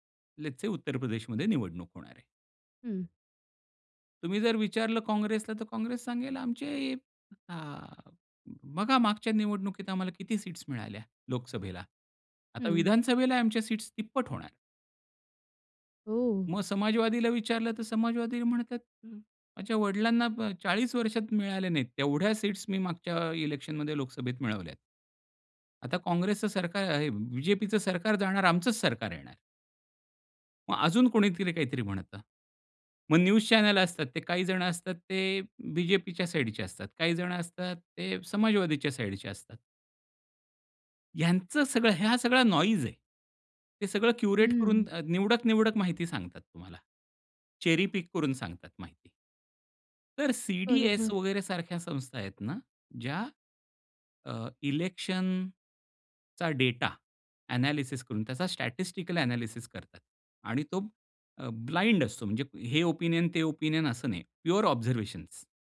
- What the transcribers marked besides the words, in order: in English: "लेट्स से"; in English: "न्यूज चॅनेल"; in English: "क्युरेट"; in English: "चेरी पिक"; other background noise; in English: "इलेक्शनचा"; in English: "ॲनालिसिस"; in English: "स्टॅटिस्टिकल ॲनालिसिस"; in English: "ब्लाइंड"; in English: "ओपिनियन"; in English: "ओपिनियन"; in English: "प्युअर ऑब्झर्व्हेशन्स"
- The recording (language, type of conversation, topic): Marathi, podcast, निवडून सादर केलेल्या माहितीस आपण विश्वासार्ह कसे मानतो?